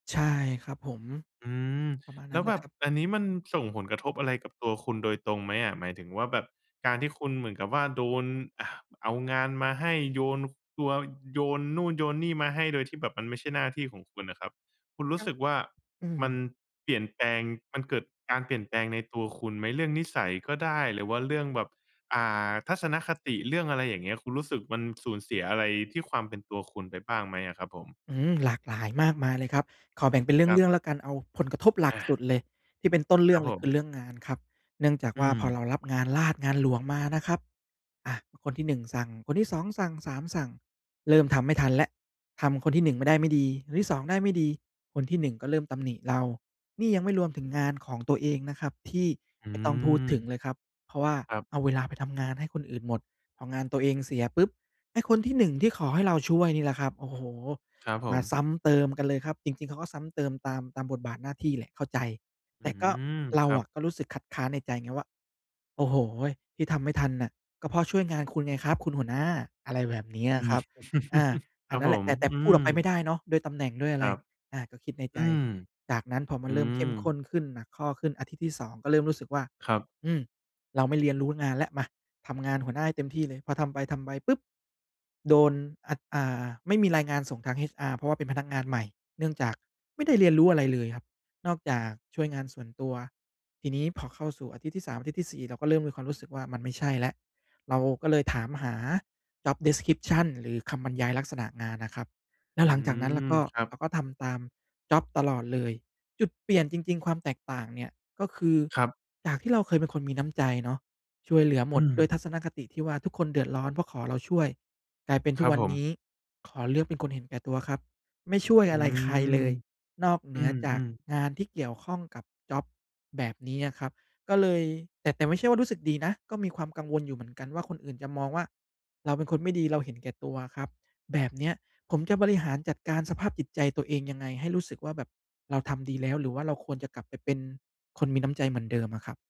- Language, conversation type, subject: Thai, advice, คุณอธิบายความรู้สึกเหมือนสูญเสียความเป็นตัวเองหลังจากได้ย้ายไปอยู่ในสังคมหรือสภาพแวดล้อมใหม่ได้อย่างไร?
- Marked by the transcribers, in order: other background noise; laughing while speaking: "อืม"; chuckle; in English: "job description"